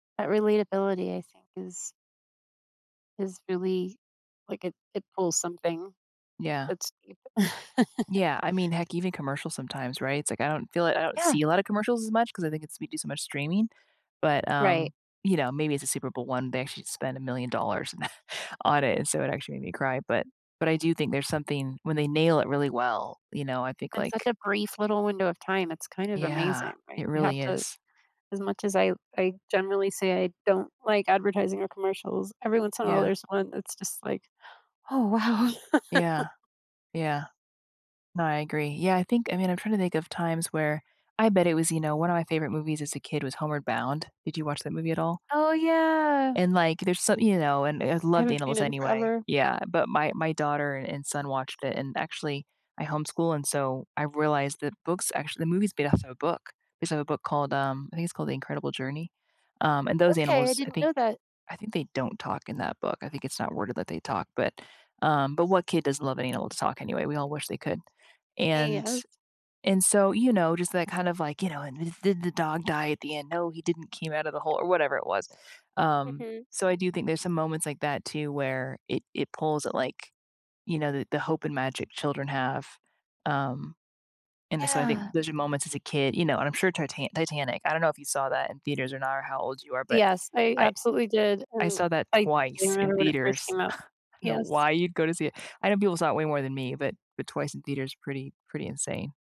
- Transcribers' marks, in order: chuckle; chuckle; laugh; other background noise; chuckle
- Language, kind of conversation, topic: English, unstructured, Have you ever cried while reading a book or watching a movie, and why?
- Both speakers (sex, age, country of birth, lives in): female, 40-44, United States, United States; female, 55-59, United States, United States